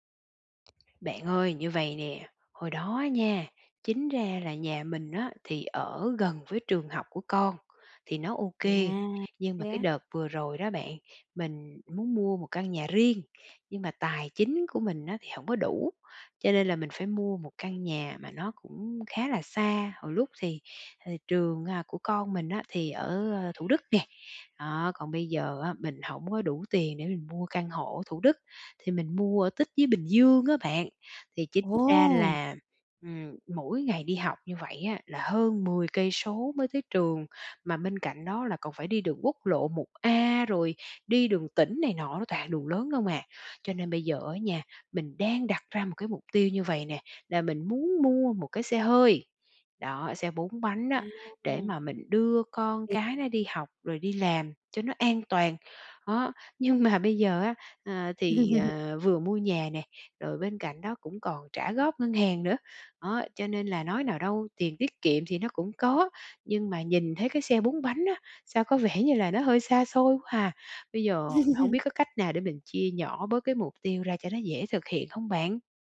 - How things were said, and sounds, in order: tapping; other background noise; laughing while speaking: "nhưng mà"; laugh; laugh
- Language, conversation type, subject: Vietnamese, advice, Làm sao để chia nhỏ mục tiêu cho dễ thực hiện?